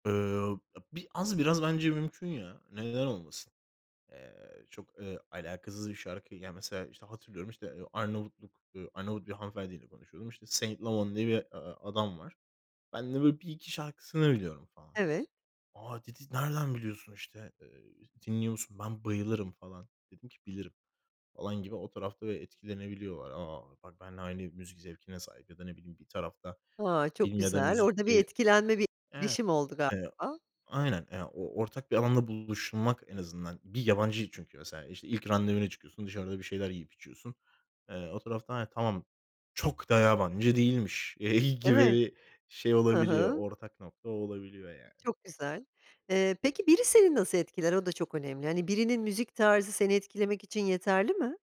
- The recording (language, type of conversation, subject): Turkish, podcast, Birine müzik tanıtmak için çalma listesini nasıl hazırlarsın?
- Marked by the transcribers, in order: unintelligible speech; unintelligible speech; unintelligible speech; stressed: "çok"; unintelligible speech; other background noise